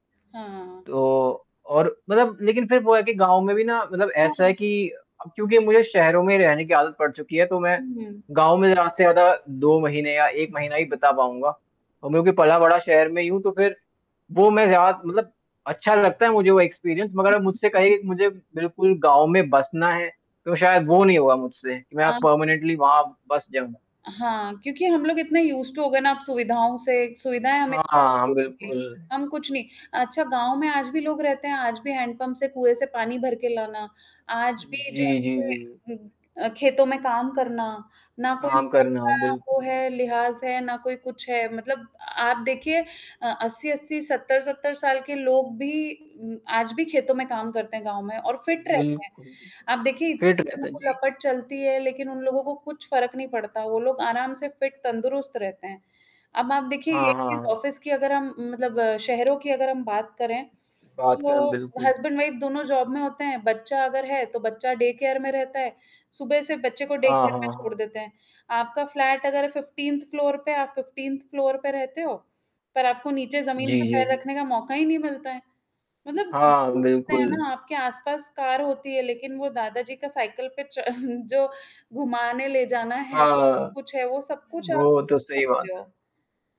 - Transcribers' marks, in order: static; distorted speech; in English: "एक्सपीरियंस"; in English: "परमानेंटली"; in English: "यूज़्ड टू"; in English: "बेसिकली"; in English: "फिट"; in English: "फ़िट"; in English: "फिट"; in English: "ऑफ़िस"; in English: "हस्बैंड-वाइफ"; in English: "जॉब"; in English: "डे केयर"; in English: "डे केयर"; in English: "फ्लैट"; in English: "फिफ्टीन्थ फ्लोर"; in English: "फिफ्टीन्थ फ्लोर"; other background noise; chuckle; unintelligible speech; unintelligible speech
- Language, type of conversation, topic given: Hindi, unstructured, आप शहर में रहना पसंद करेंगे या गाँव में रहना?